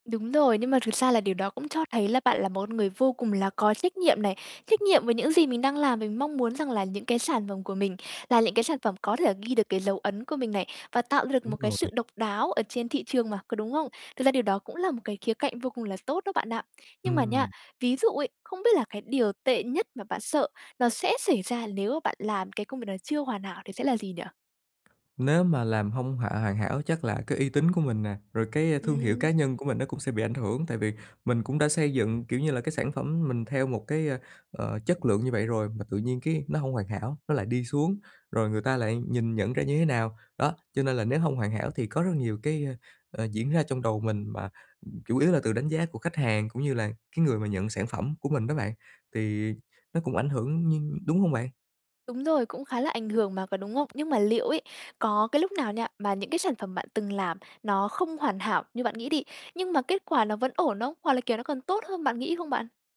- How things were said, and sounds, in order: tapping; "những" said as "lững"
- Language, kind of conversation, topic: Vietnamese, advice, Làm thế nào để vượt qua cầu toàn gây trì hoãn và bắt đầu công việc?